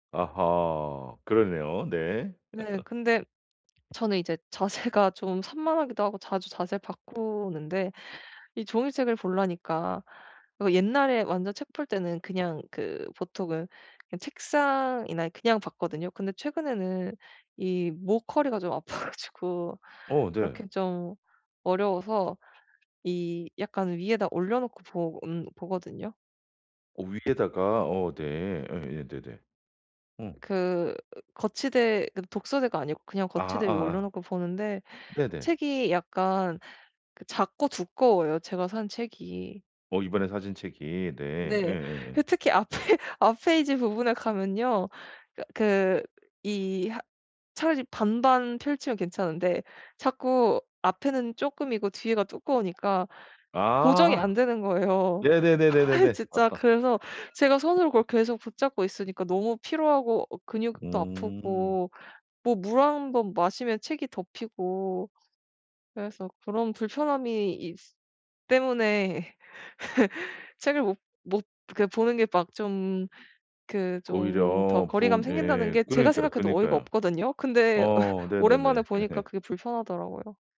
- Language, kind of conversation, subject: Korean, advice, 요즘 콘텐츠에 몰입하기가 왜 이렇게 어려운가요?
- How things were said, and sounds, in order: laugh; laughing while speaking: "자세가 좀"; tapping; laughing while speaking: "아파 가지고"; other background noise; laughing while speaking: "앞에"; laughing while speaking: "거예요. 아이 진짜"; laugh; laugh; laugh